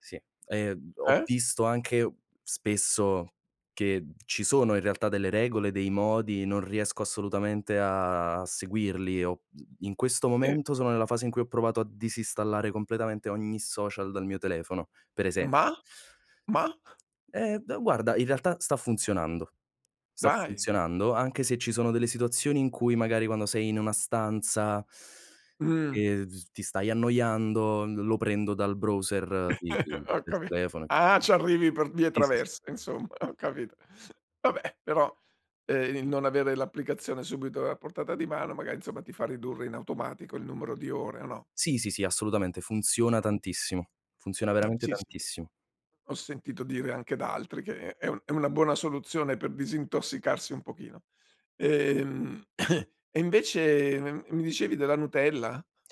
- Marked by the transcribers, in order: other background noise; tapping; drawn out: "a"; "disinstallare" said as "disistallare"; chuckle; lip smack; throat clearing
- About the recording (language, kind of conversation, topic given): Italian, podcast, Hai qualche regola pratica per non farti distrarre dalle tentazioni immediate?